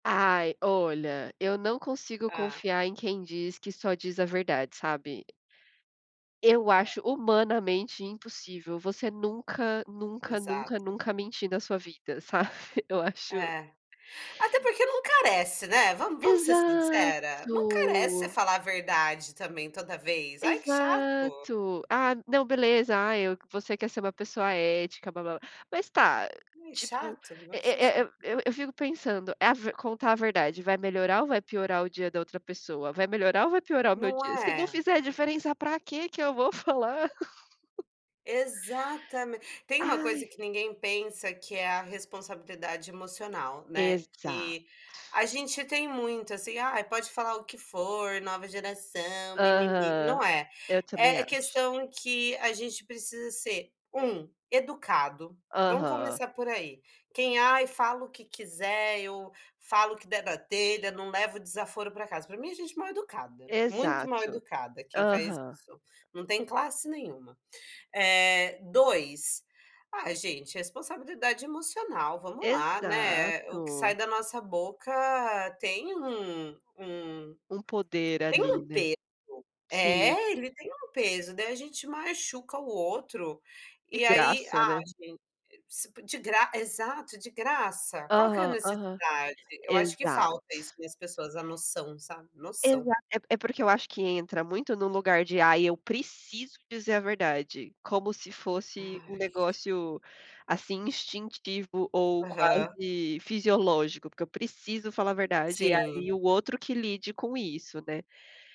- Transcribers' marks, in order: laughing while speaking: "sabe?"; drawn out: "Exato"; drawn out: "Exato"; laugh; put-on voice: "Nova geração"; drawn out: "Exato"
- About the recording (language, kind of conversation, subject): Portuguese, unstructured, Você acha que devemos sempre dizer a verdade, mesmo que isso magoe alguém?